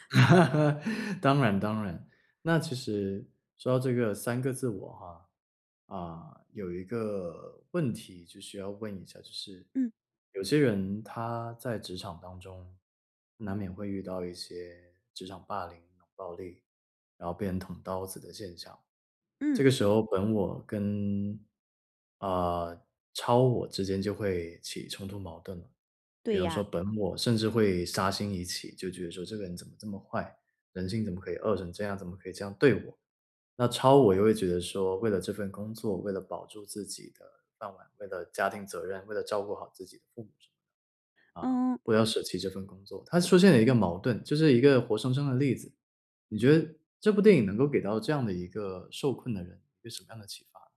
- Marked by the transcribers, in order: laugh; other background noise
- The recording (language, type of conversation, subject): Chinese, podcast, 哪部电影最启发你？